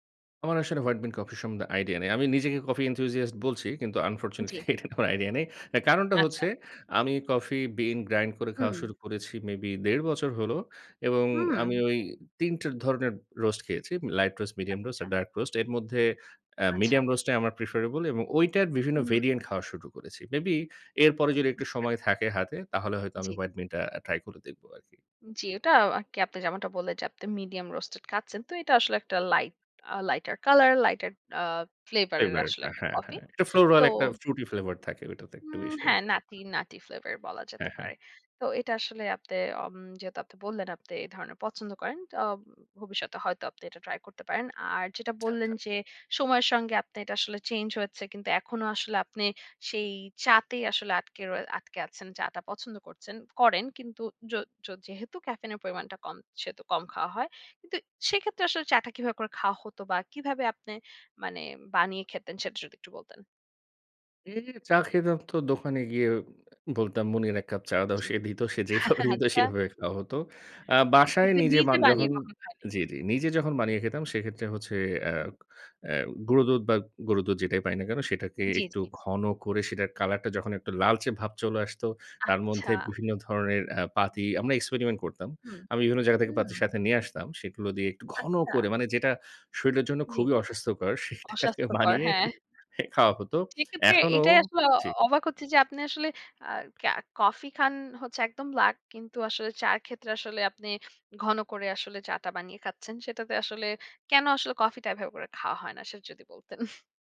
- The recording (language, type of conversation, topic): Bengali, podcast, চা বা কফি নিয়ে আপনার কোনো ছোট্ট রুটিন আছে?
- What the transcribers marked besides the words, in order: in English: "হোয়াইট বিন"; in English: "এনথুসিয়াস্ট"; in English: "আনফরচুনেটলি"; laughing while speaking: "এটার কোন আইডিয়া নাই"; in English: "গ্রাইন্ড"; in English: "রোস্ট"; in English: "লাইট রোস্ট, মিডিয়াম রোস্ট"; in English: "ডার্ক রোস্ট"; in English: "মিডিয়াম রোস্ট"; in English: "প্রেফারেবল"; in English: "ভেরিয়েন্ট"; in English: "হোয়াইট বিনটা ট্রাই"; in English: "মিডিয়াম রোস্ট"; in English: "লাইটার কালার, লাইটার"; in English: "ফ্লেভারটা"; in English: "ফ্লেভার"; in English: "ফ্লোরাল"; in English: "ফ্রুটি ফ্লেভার"; in English: "নাটি, নাটি ফ্লেভার"; laughing while speaking: "হা আচ্ছা"; scoff; background speech; laughing while speaking: "সেটাকে বানিয়ে"; chuckle